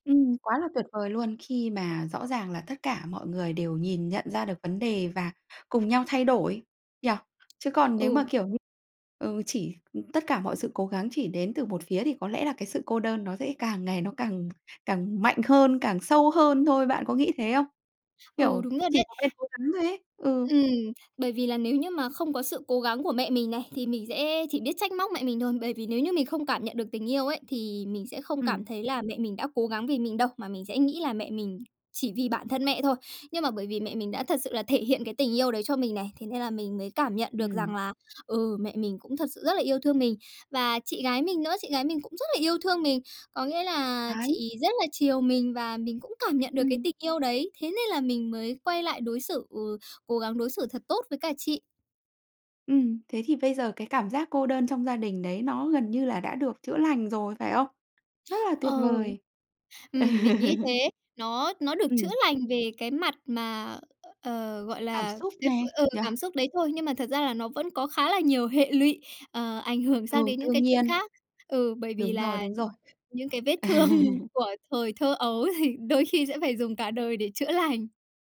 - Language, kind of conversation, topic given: Vietnamese, podcast, Gia đình có thể giúp vơi bớt cảm giác cô đơn không?
- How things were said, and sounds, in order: tapping; other background noise; chuckle; other noise; laughing while speaking: "vết thương"; chuckle; laughing while speaking: "thì"; laughing while speaking: "chữa lành"